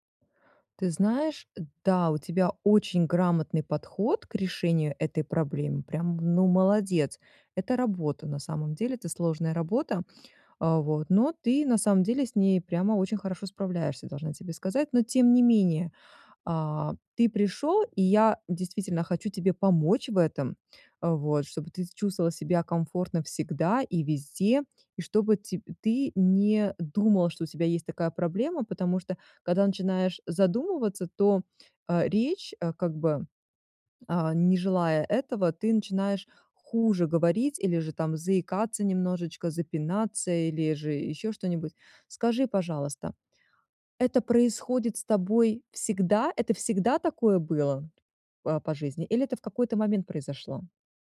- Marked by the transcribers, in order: tapping
- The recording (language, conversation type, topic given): Russian, advice, Как кратко и ясно донести свою главную мысль до аудитории?